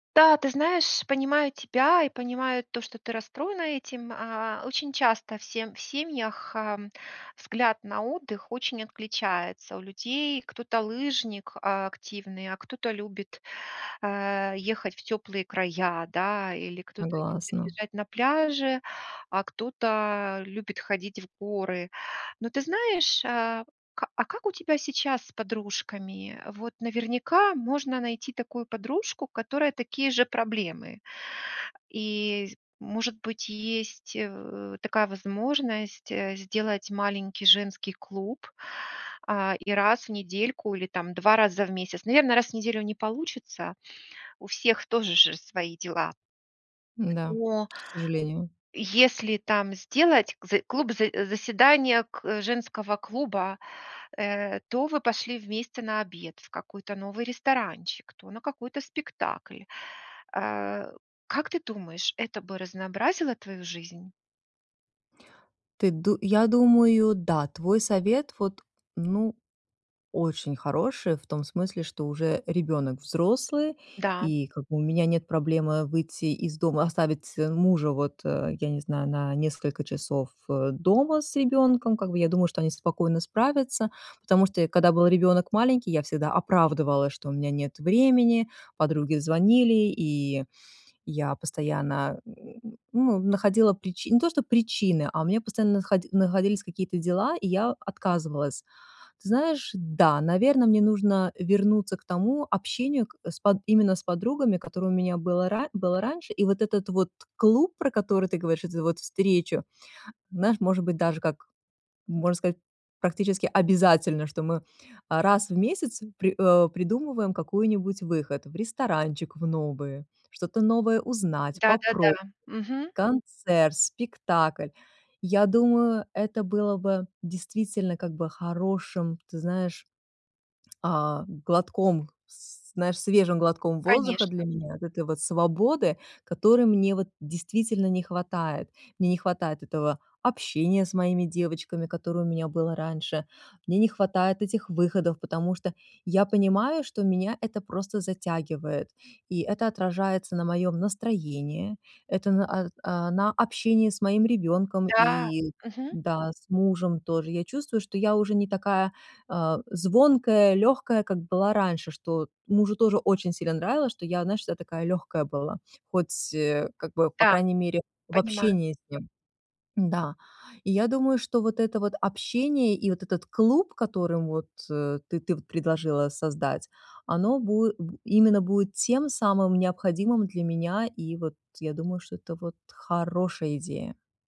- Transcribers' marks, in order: tapping; other background noise; grunt
- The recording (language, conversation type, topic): Russian, advice, Как справиться с чувством утраты прежней свободы после рождения ребёнка или с возрастом?
- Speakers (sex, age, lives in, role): female, 40-44, United States, user; female, 50-54, United States, advisor